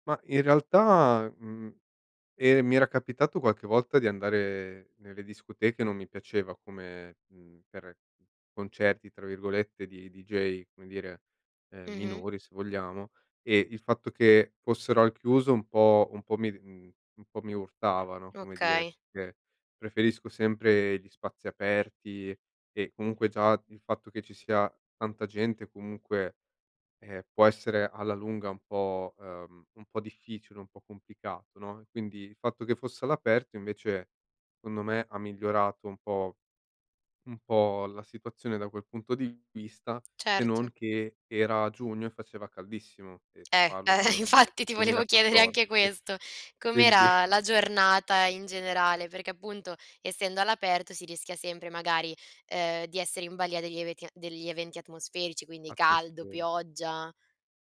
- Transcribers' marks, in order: laughing while speaking: "eh, infatti ti volevo chiedere"; laughing while speaking: "Quindi"
- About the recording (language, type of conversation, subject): Italian, podcast, Raccontami di un concerto che non dimenticherai